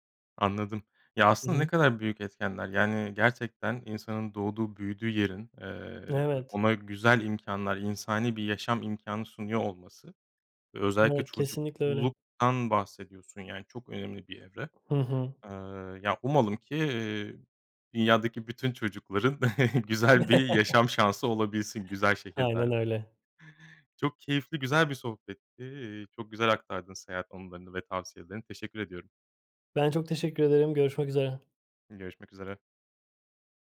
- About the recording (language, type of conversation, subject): Turkish, podcast, En iyi seyahat tavsiyen nedir?
- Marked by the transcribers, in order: other background noise; chuckle